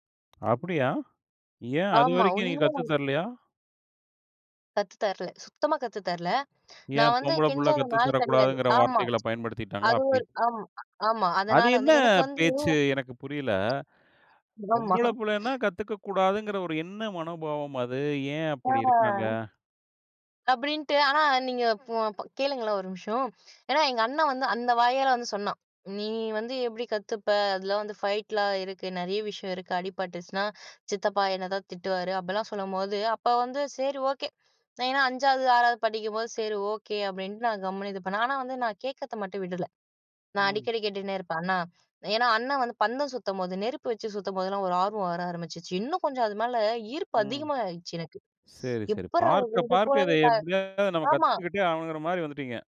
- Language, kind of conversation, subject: Tamil, podcast, உங்கள் கலை அடையாளம் எப்படி உருவானது?
- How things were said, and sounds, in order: unintelligible speech; drawn out: "வந்து"; laughing while speaking: "ஆமா"; drawn out: "ஆ"; in English: "ஃபைட்லா"